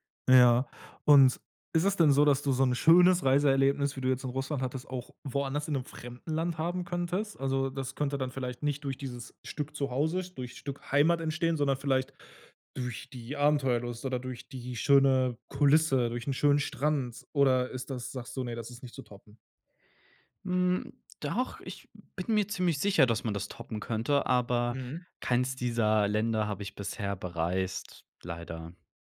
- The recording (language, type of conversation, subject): German, podcast, Was war dein schönstes Reiseerlebnis und warum?
- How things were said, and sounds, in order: none